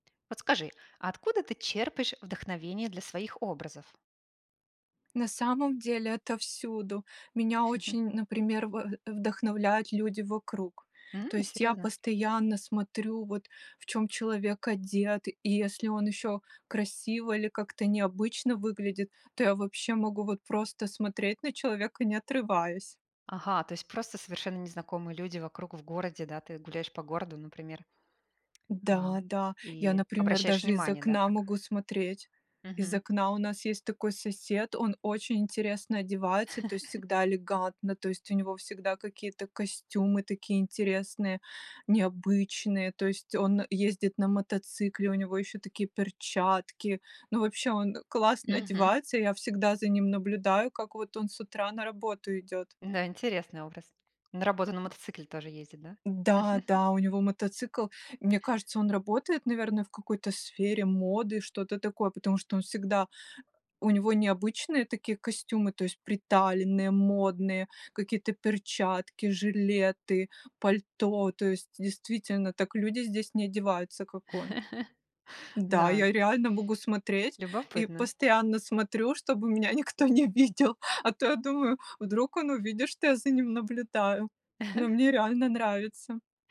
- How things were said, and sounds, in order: tapping; chuckle; chuckle; chuckle; chuckle; laughing while speaking: "меня никто не видел"; laugh
- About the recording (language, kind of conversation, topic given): Russian, podcast, Откуда ты черпаешь вдохновение для создания образов?